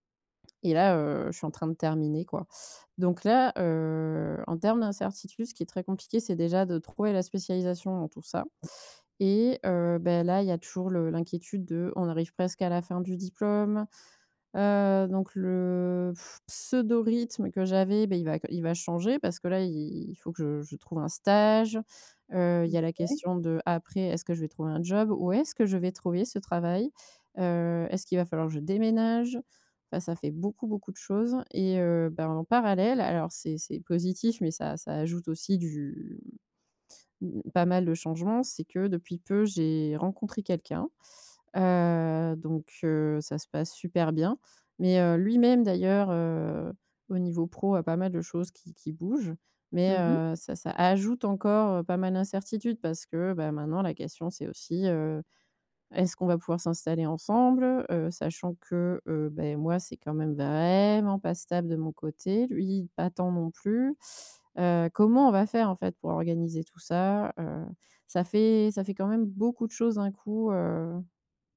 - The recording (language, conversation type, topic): French, advice, Comment accepter et gérer l’incertitude dans ma vie alors que tout change si vite ?
- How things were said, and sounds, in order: exhale; drawn out: "du"; stressed: "ajoute"; stressed: "vraiment"; teeth sucking